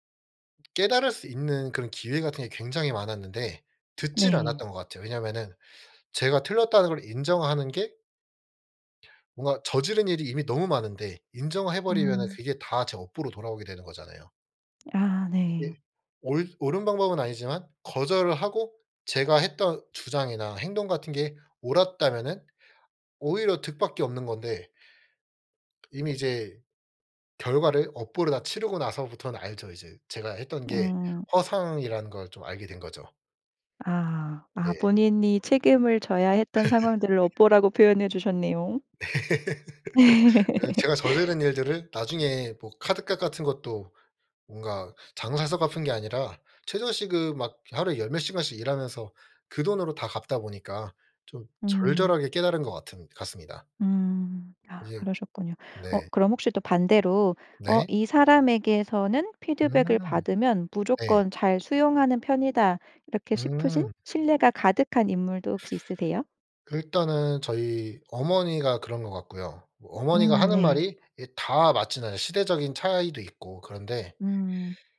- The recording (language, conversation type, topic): Korean, podcast, 피드백을 받을 때 보통 어떻게 반응하시나요?
- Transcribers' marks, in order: other background noise; laugh; laugh; laugh